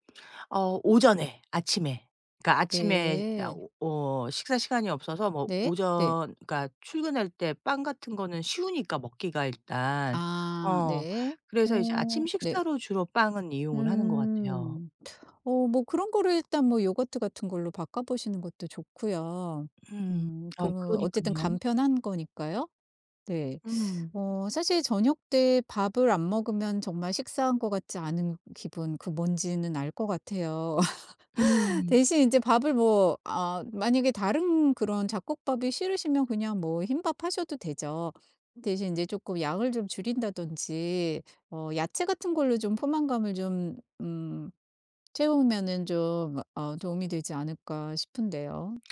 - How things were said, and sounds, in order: other background noise; "요구르트" said as "요거트"; laugh; tapping
- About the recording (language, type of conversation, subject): Korean, advice, 다이어트 계획을 오래 지키지 못하는 이유는 무엇인가요?